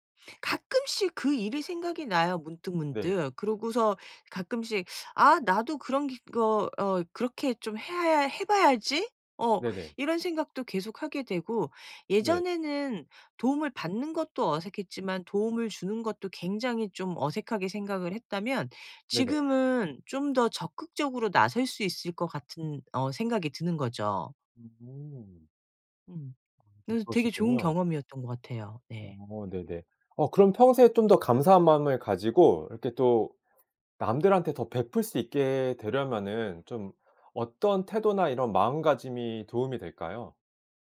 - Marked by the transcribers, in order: none
- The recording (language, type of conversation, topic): Korean, podcast, 위기에서 누군가 도와준 일이 있었나요?